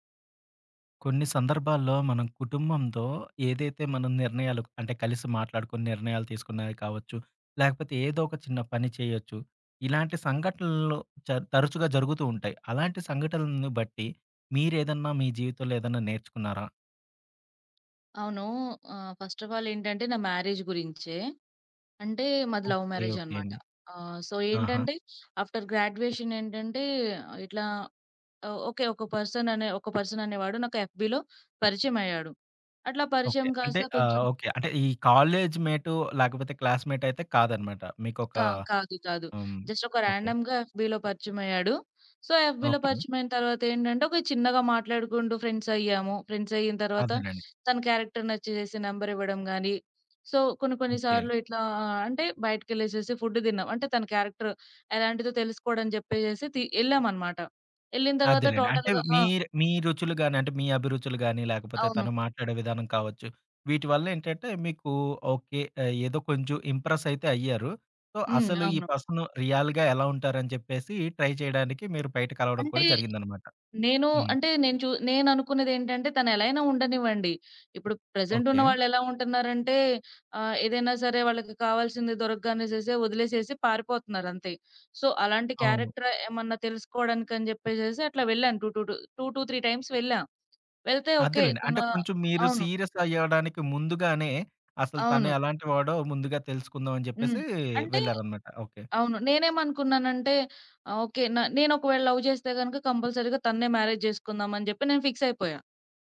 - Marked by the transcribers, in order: in English: "ఫస్ట్ ఆ‌ఫ్ ఆల్"; in English: "మ్యారేజ్"; in English: "లవ్"; in English: "సో"; in English: "ఆఫ్టర్ గ్రాడ్యువేషన్"; in English: "యఫ్‌బీ‌లో"; tapping; in English: "ర్యాండమ్‌గా యఫ్‌బీలో"; in English: "సో యఫ్‌బీలో"; in English: "క్యారెక్టర్"; in English: "సో"; in English: "ఫుడ్"; in English: "క్యారెక్టర్"; in English: "టోటల్‌గా"; in English: "సో"; in English: "పర్సన్ రియల్‌గా"; in English: "ట్రై"; in English: "సో"; in English: "టూ టు త్రీ టైమ్స్"; in English: "లవ్"; in English: "కంపల్సరీగా"; in English: "మ్యారేజ్"
- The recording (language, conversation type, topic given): Telugu, podcast, మీరు కుటుంబంతో ఎదుర్కొన్న సంఘటనల నుంచి నేర్చుకున్న మంచి పాఠాలు ఏమిటి?